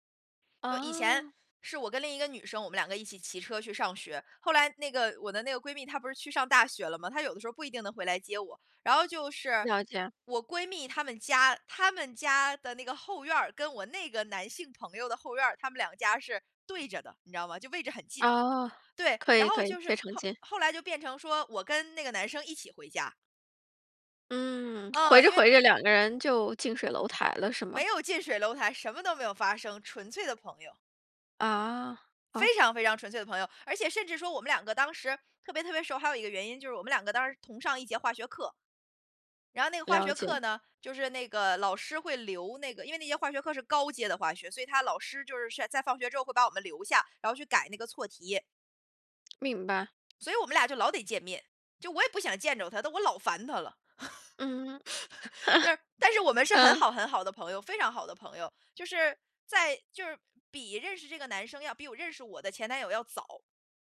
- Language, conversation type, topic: Chinese, podcast, 有什么歌会让你想起第一次恋爱？
- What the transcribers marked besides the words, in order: other background noise; lip smack; laugh